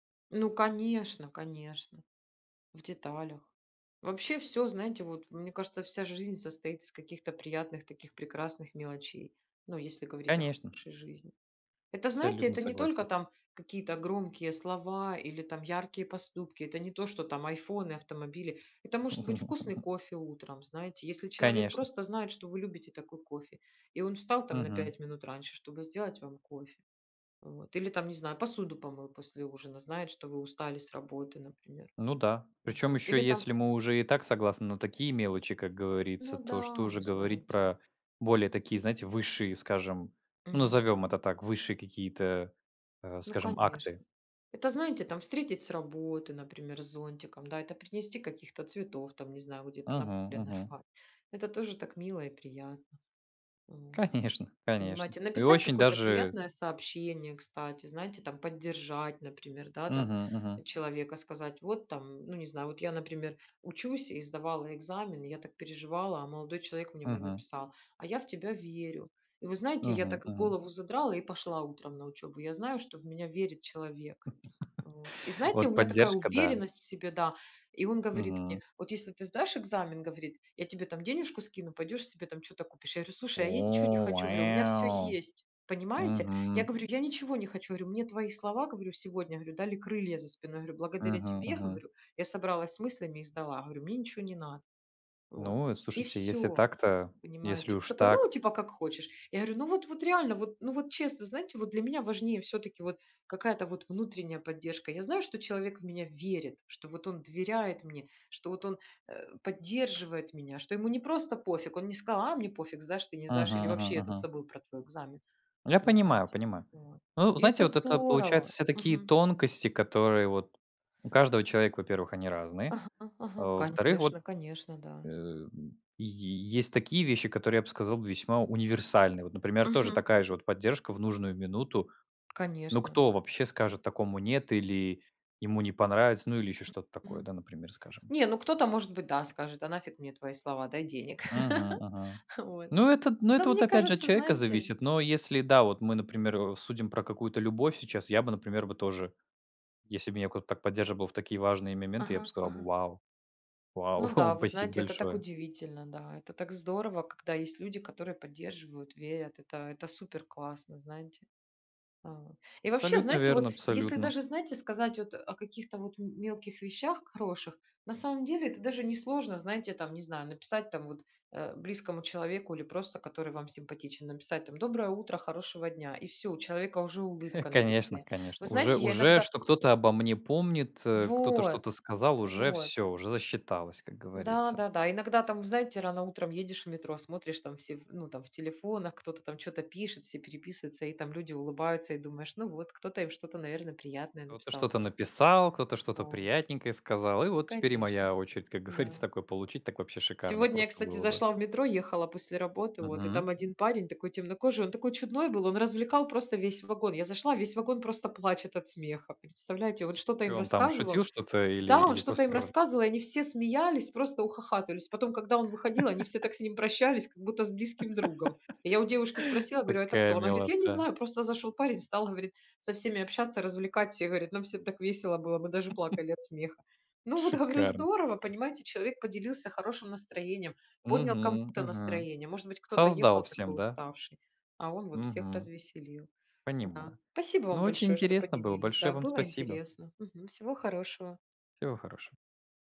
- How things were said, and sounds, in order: laugh; laughing while speaking: "нарвать"; laughing while speaking: "Конечно"; stressed: "уверенность"; laugh; put-on voice: "вэу"; tapping; grunt; other noise; laugh; "поддерживал" said as "поддержибал"; "моменты" said as "мементы"; chuckle; chuckle; laughing while speaking: "говорится"; laugh; laugh; laugh
- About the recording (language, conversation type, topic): Russian, unstructured, Как выражать любовь словами и действиями?